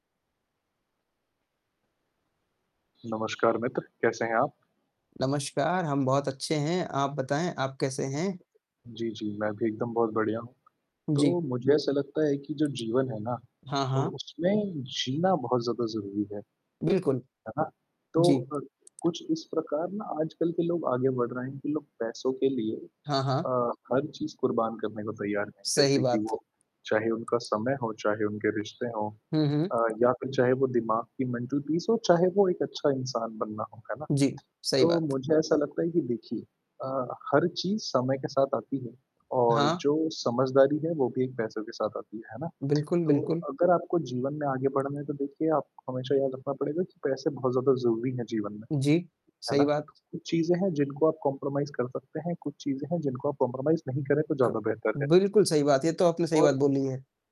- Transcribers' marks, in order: mechanical hum; static; tapping; distorted speech; in English: "मेंटल पीस"; in English: "कॉम्प्रोमाइज़"; in English: "कॉम्प्रोमाइज़"
- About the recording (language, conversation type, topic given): Hindi, unstructured, पैसे के लिए आप कितना समझौता कर सकते हैं?